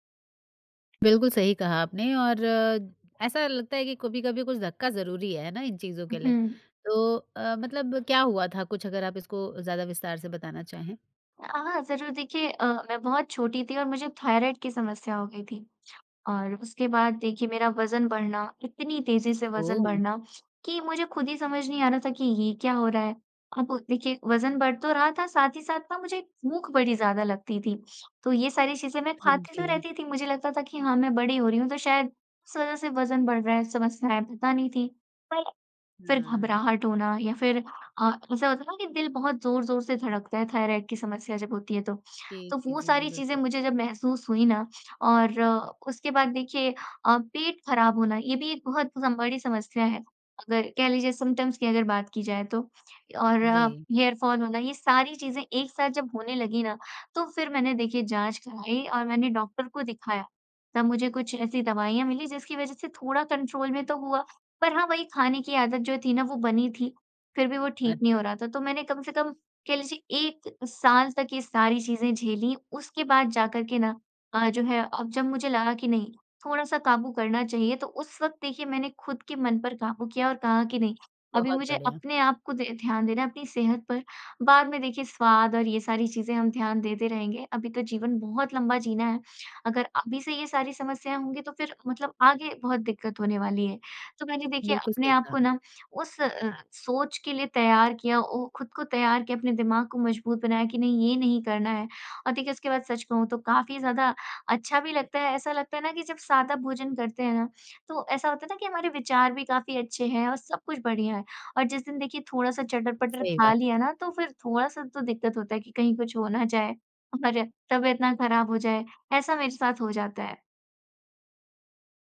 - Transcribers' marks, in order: tapping; other background noise; in English: "सिम्प्टम्स"; in English: "हेयरफॉल"; in English: "कंट्रोल"
- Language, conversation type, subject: Hindi, podcast, खाने की बुरी आदतों पर आपने कैसे काबू पाया?
- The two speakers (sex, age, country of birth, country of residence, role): female, 20-24, India, India, guest; female, 40-44, India, India, host